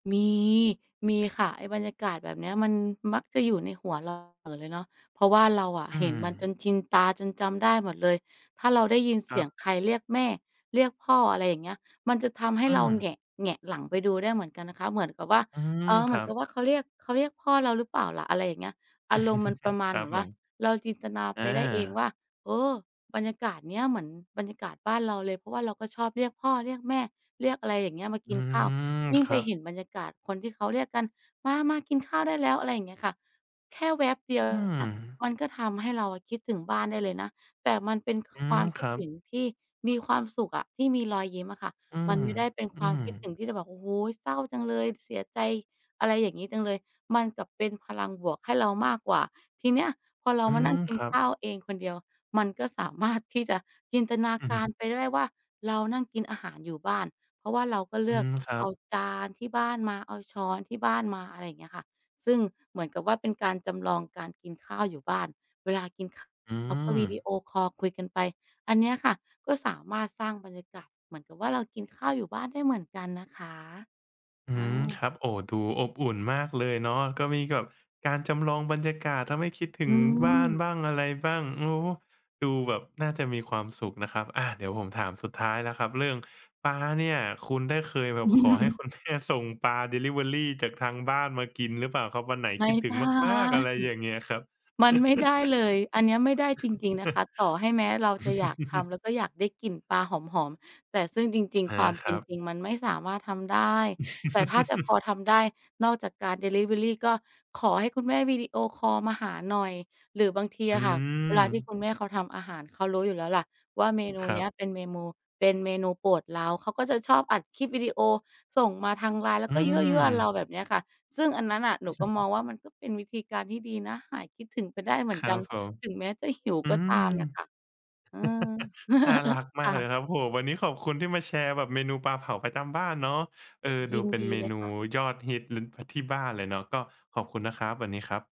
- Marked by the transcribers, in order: tapping; laugh; other background noise; laughing while speaking: "สามารถ"; chuckle; laughing while speaking: "แม่"; laugh; chuckle; chuckle; background speech; chuckle; laugh; laugh
- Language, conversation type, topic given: Thai, podcast, อาหารจานไหนที่ทำให้คุณรู้สึกเหมือนได้กลับบ้านมากที่สุด?